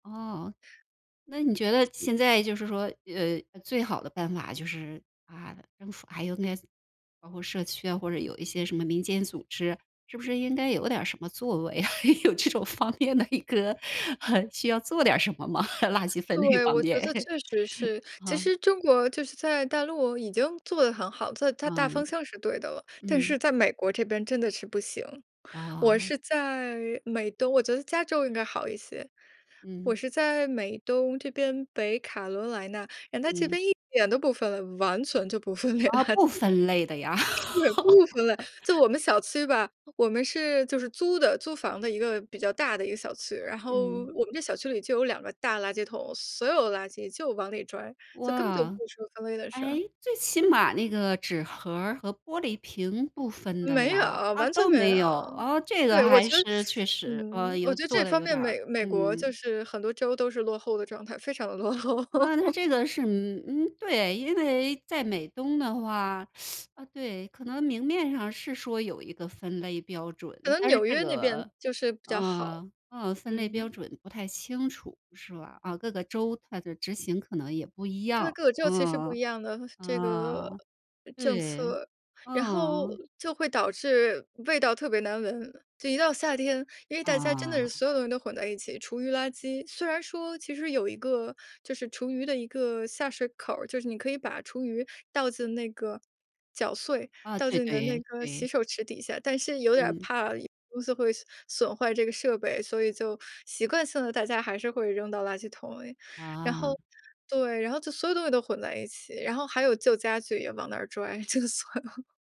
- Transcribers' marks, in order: other background noise; laughing while speaking: "啊，有这种方面的一个需要做点什么吗？垃圾分类方面"; laughing while speaking: "不分类垃圾"; laugh; teeth sucking; laughing while speaking: "落后"; laugh; teeth sucking; laughing while speaking: "就算了"
- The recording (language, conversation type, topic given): Chinese, podcast, 你在日常生活中实行垃圾分类有哪些实际体会？